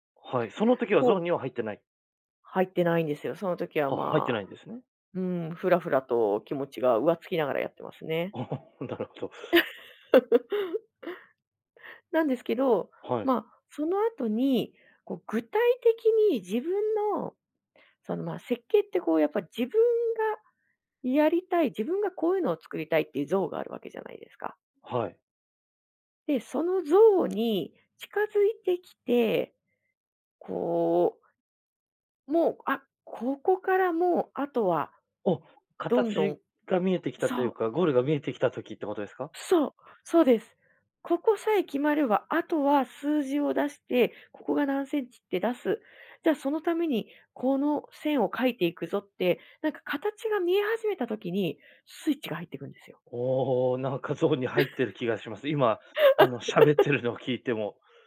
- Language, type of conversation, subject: Japanese, podcast, 趣味に没頭して「ゾーン」に入ったと感じる瞬間は、どんな感覚ですか？
- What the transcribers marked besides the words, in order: laughing while speaking: "お、なるほど"; laugh; tapping; giggle; laugh